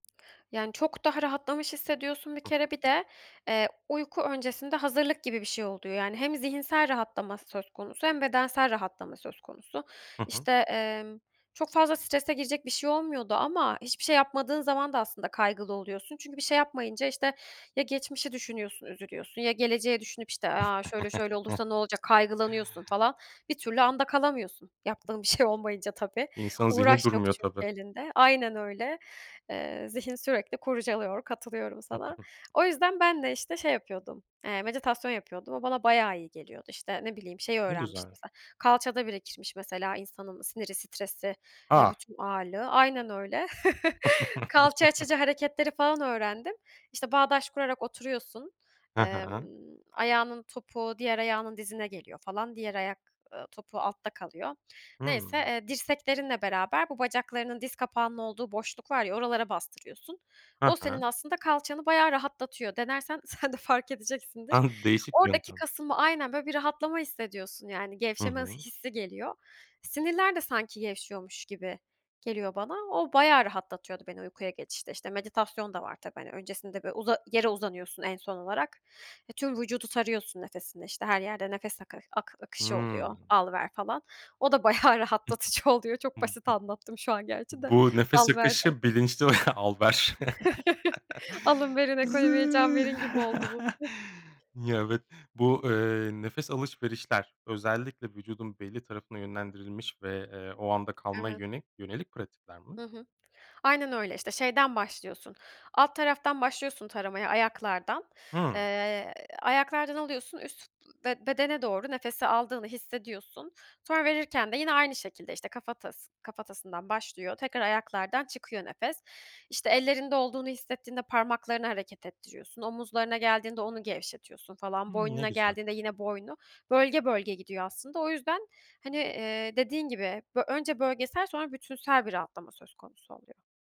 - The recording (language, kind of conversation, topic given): Turkish, podcast, Günlük dağınıklığı azaltmak için hangi küçük alışkanlıkları edinmeliyim?
- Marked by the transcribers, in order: tapping; other background noise; chuckle; chuckle; laughing while speaking: "sen de"; laughing while speaking: "bayağı rahatlatıcı oluyor"; other noise; laughing while speaking: "ve"; chuckle; laugh; chuckle